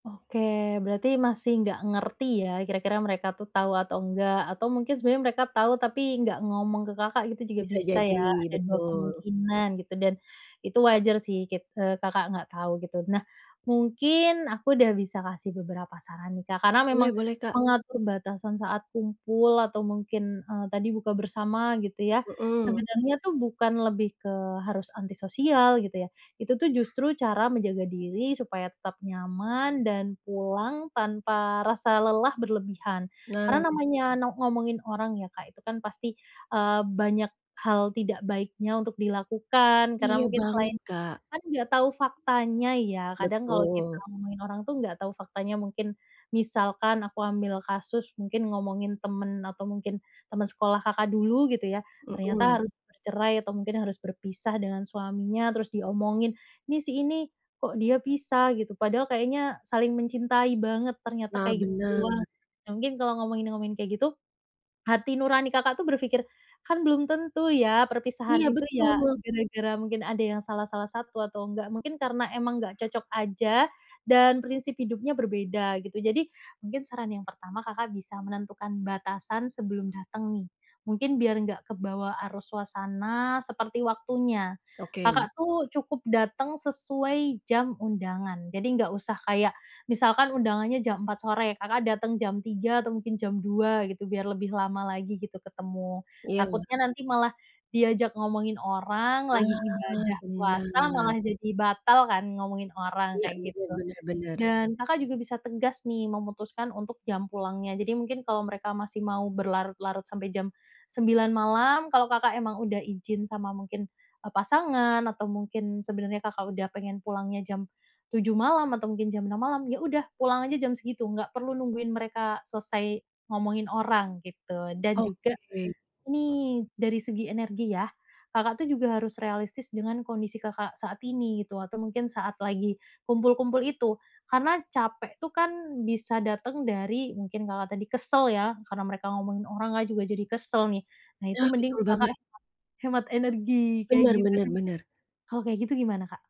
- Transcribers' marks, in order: other background noise; tapping
- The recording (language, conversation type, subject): Indonesian, advice, Bagaimana cara mengatur batasan saat berkumpul atau berpesta agar tetap merasa nyaman?